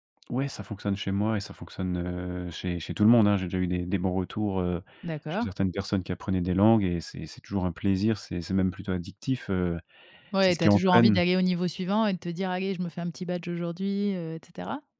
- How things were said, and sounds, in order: other background noise
- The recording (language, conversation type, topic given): French, podcast, Comment apprendre une langue sans perdre la motivation ?